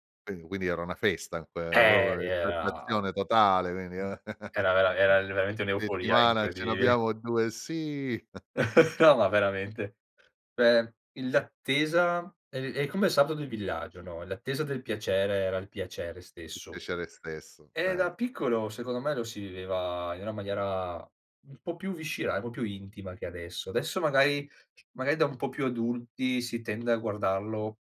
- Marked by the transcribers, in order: "proprio" said as "propio"; unintelligible speech; other noise; chuckle; other background noise; laughing while speaking: "di"; drawn out: "Sì!"; chuckle; "viscerale" said as "viscirale"; "proprio" said as "propio"
- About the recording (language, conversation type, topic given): Italian, podcast, Quale esperienza mediatica vorresti rivivere e perché?